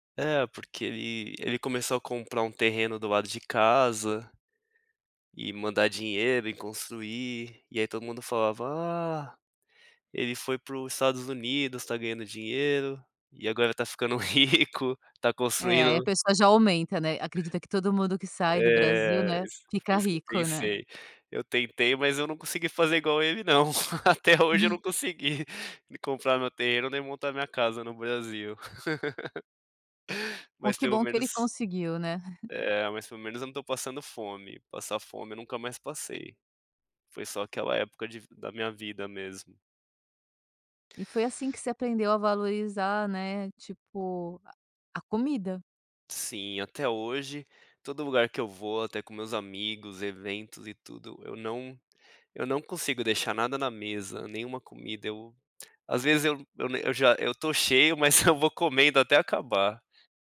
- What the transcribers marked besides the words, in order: laughing while speaking: "rico"; laugh; unintelligible speech; laugh; other background noise
- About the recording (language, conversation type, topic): Portuguese, podcast, Qual foi o momento que te ensinou a valorizar as pequenas coisas?